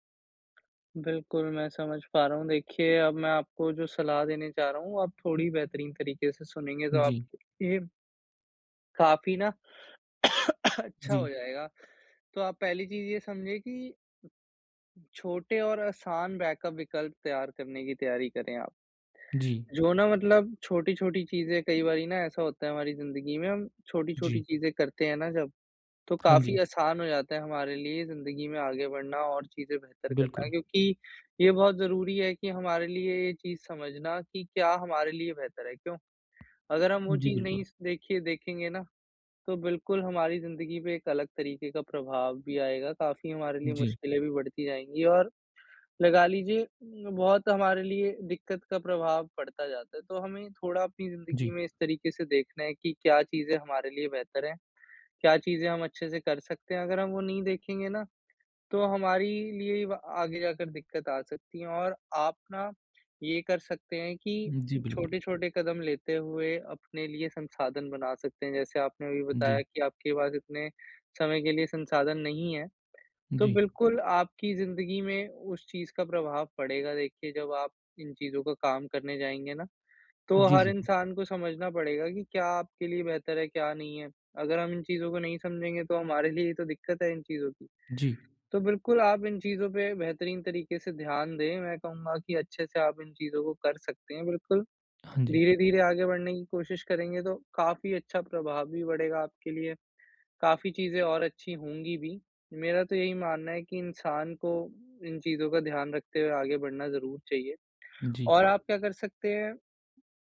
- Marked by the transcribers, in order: cough; in English: "बैकअप"
- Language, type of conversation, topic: Hindi, advice, अप्रत्याशित बाधाओं के लिए मैं बैकअप योजना कैसे तैयार रख सकता/सकती हूँ?